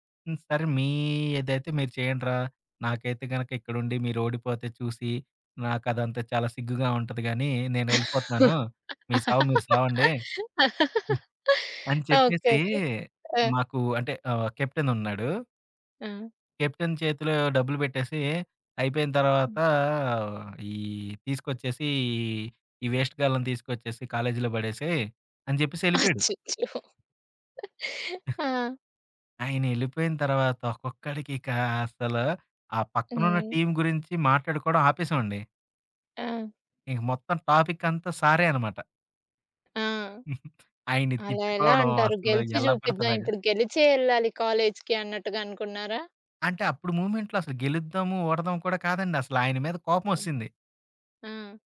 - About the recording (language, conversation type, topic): Telugu, podcast, మీరు మీ టీమ్‌లో విశ్వాసాన్ని ఎలా పెంచుతారు?
- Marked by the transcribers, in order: laugh; in English: "కెప్టెన్"; in English: "కెప్టెన్"; laughing while speaking: "అచ్చచ్చో! ఆ!"; giggle; in English: "టీమ్"; in English: "టాపిక్"; other background noise; giggle; tapping; in English: "మూమెంట్‌లో"